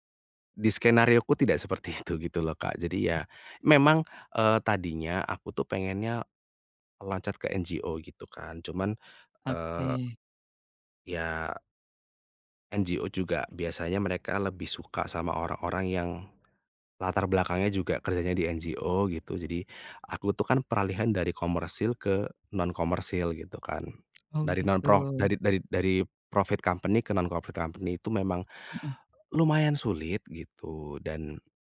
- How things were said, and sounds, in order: laughing while speaking: "itu"; unintelligible speech; in English: "NGO"; tapping; other background noise; in English: "NGO"; in English: "NGO"; in English: "profit company"; in English: "non-profit company"
- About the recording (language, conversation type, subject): Indonesian, podcast, Bagaimana cara menjelaskan kepada orang tua bahwa kamu perlu mengubah arah karier dan belajar ulang?